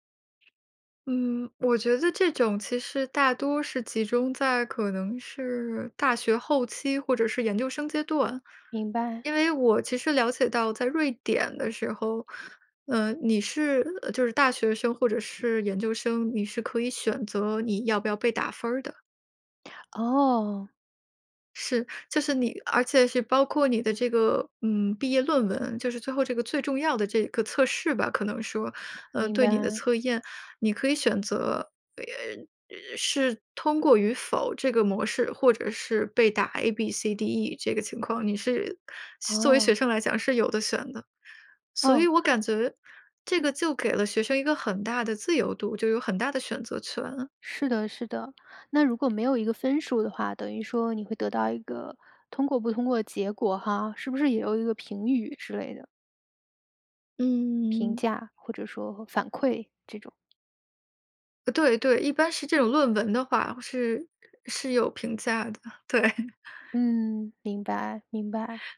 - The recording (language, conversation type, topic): Chinese, podcast, 你怎么看待考试和测验的作用？
- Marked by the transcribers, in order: laughing while speaking: "对"